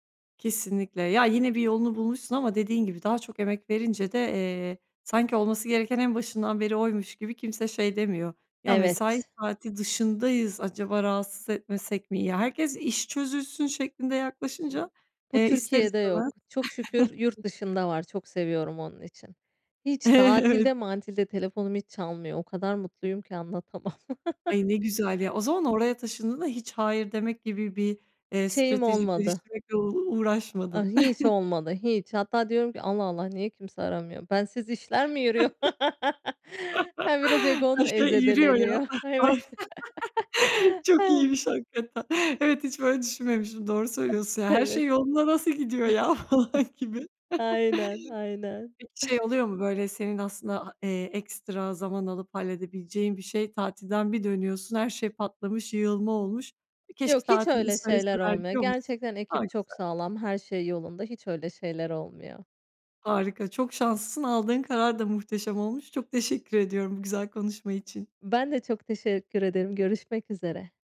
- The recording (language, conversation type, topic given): Turkish, podcast, Mesai sonrası e-postalara yanıt vermeyi nasıl sınırlandırırsın?
- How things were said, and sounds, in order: other background noise; chuckle; laughing while speaking: "Evet"; chuckle; chuckle; chuckle; laugh; chuckle; laughing while speaking: "evet"; chuckle; laughing while speaking: "Falan"; chuckle